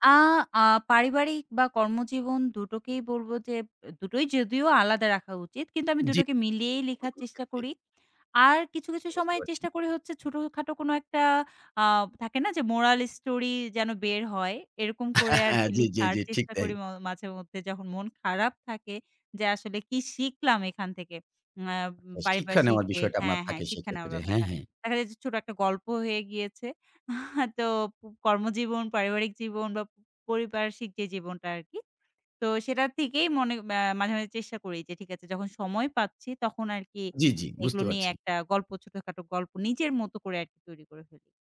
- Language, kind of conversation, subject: Bengali, podcast, কোন অভ্যাসগুলো আপনার সৃজনশীলতা বাড়ায়?
- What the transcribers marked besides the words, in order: laughing while speaking: "হ্যাঁ, হ্যাঁ"; chuckle